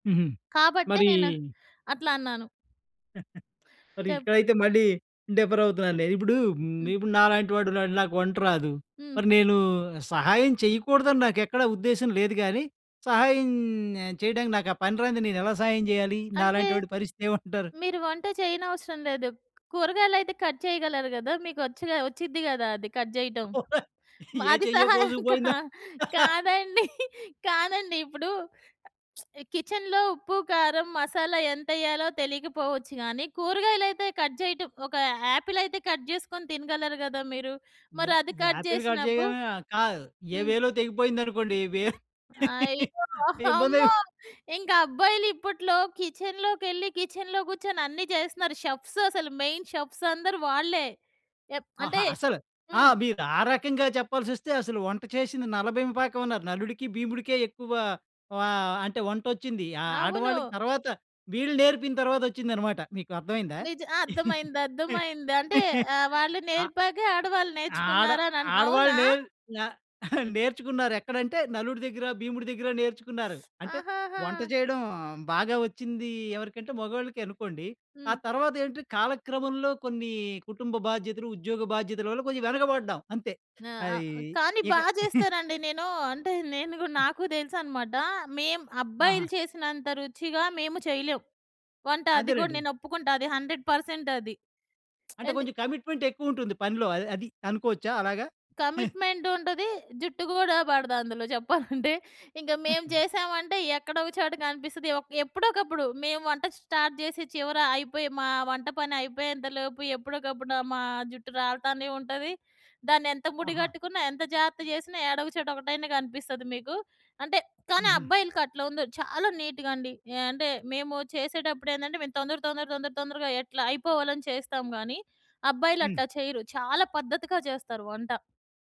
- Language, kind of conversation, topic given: Telugu, podcast, కుటుంబ బాధ్యతల మధ్య మీకోసం విశ్రాంతి సమయాన్ని ఎలా కనుగొంటారు?
- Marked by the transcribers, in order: giggle; in English: "డిఫర్"; in English: "కట్"; in English: "కట్"; laughing while speaking: "ఏ చెయ్యో కోసుకు పోయిందా?"; laughing while speaking: "అది సహాయం కా కాదండి. కాదండీ. ఇప్పుడు"; lip smack; in English: "కిచెన్‌లో"; in English: "కట్"; in English: "కట్"; in English: "యా యాపిల్ కట్"; in English: "కట్"; giggle; in English: "కిచెన్‌లో"; in English: "షెఫ్స్"; in English: "మెయిన్ షెఫ్స్"; laugh; chuckle; teeth sucking; chuckle; in English: "హండ్రెడ్ పర్సెంట్"; lip smack; in English: "కమిట్మెంట్"; chuckle; chuckle; in English: "స్టార్ట్"; in English: "నీట్‌గా"